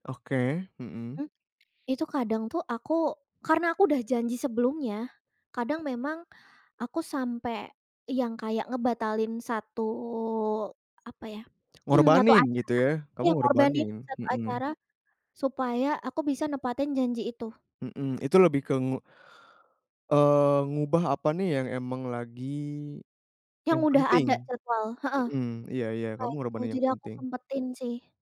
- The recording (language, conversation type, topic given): Indonesian, podcast, Bagaimana kamu menjaga konsistensi antara kata-kata dan tindakan?
- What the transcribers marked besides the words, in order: throat clearing